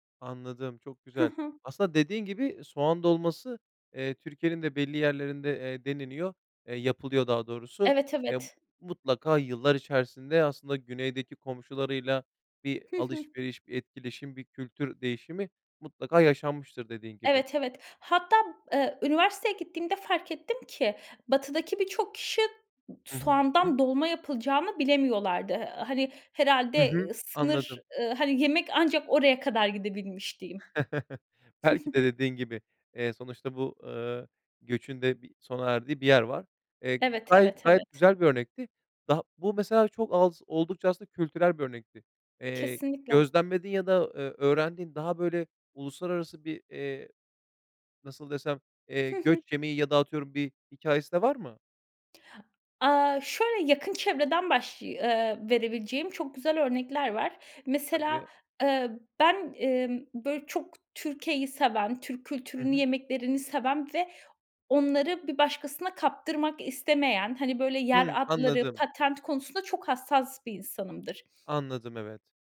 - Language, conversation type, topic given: Turkish, podcast, Göç yemekleri yeni kimlikler yaratır mı, nasıl?
- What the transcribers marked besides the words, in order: unintelligible speech; other background noise; chuckle; giggle; tapping; other noise